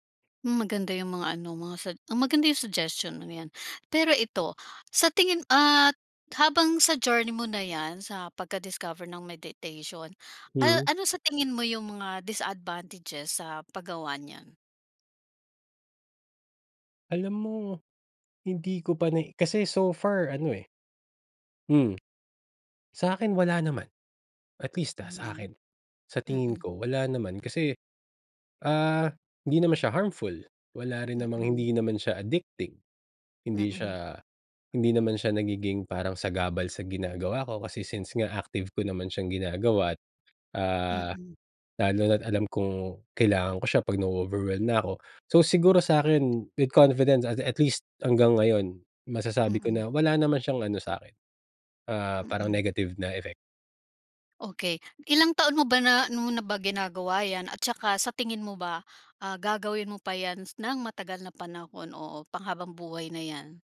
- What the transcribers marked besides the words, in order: in English: "journey"; in English: "meditation"; other background noise; in English: "harmful"; tapping
- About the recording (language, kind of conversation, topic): Filipino, podcast, Ano ang ginagawa mong self-care kahit sobrang busy?